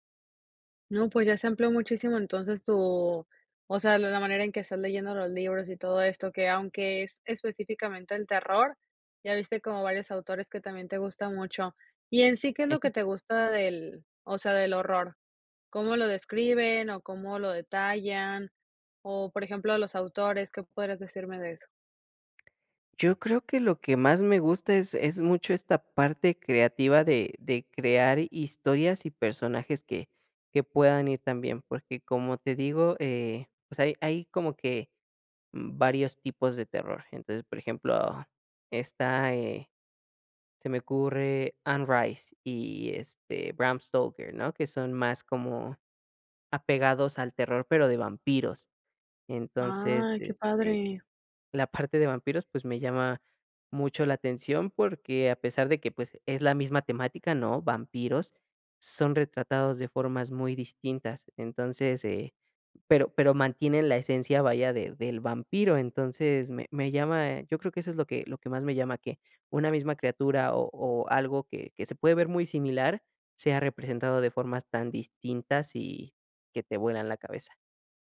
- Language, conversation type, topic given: Spanish, podcast, ¿Por qué te gustan tanto los libros?
- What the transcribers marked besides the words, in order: other noise; tapping